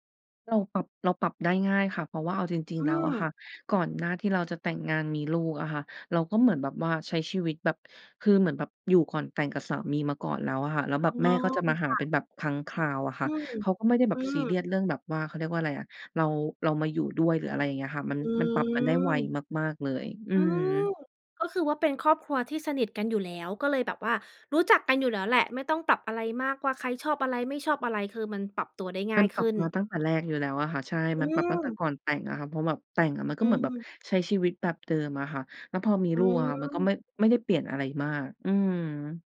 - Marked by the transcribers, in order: none
- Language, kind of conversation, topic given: Thai, podcast, เมื่อมีลูกคนแรก ชีวิตของคุณเปลี่ยนไปอย่างไรบ้าง?